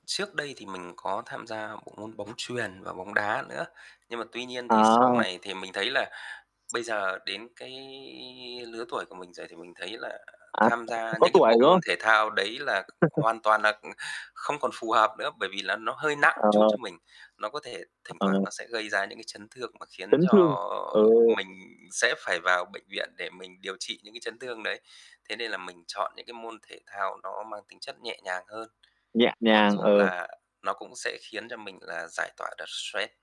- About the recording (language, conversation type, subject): Vietnamese, unstructured, Bạn có kỷ niệm vui nào liên quan đến thể thao không?
- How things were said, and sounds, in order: tapping; other background noise; distorted speech; unintelligible speech; chuckle; other noise; static